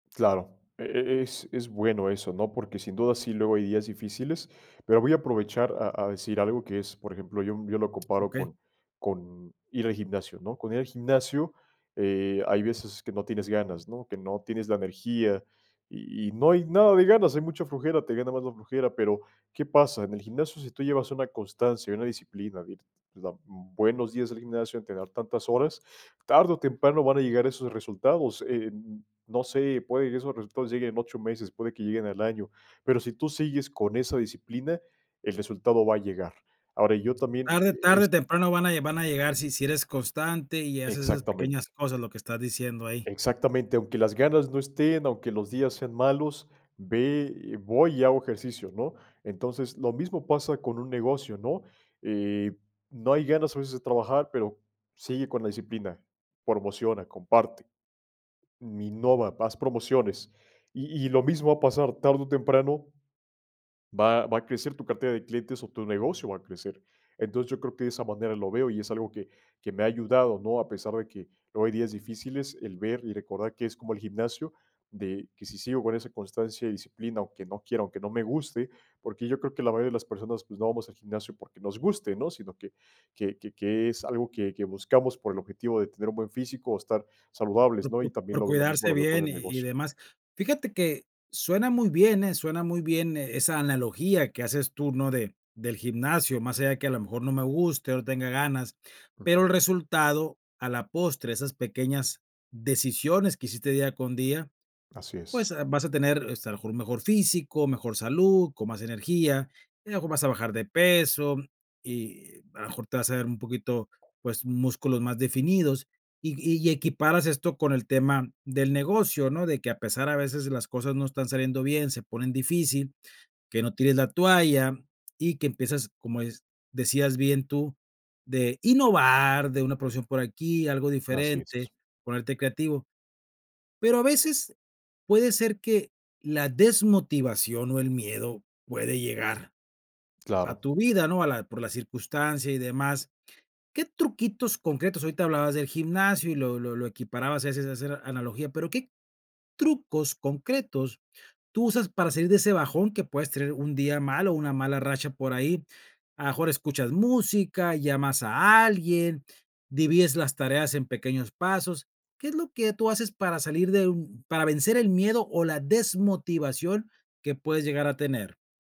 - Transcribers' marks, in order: none
- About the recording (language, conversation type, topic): Spanish, podcast, ¿Qué estrategias usas para no tirar la toalla cuando la situación se pone difícil?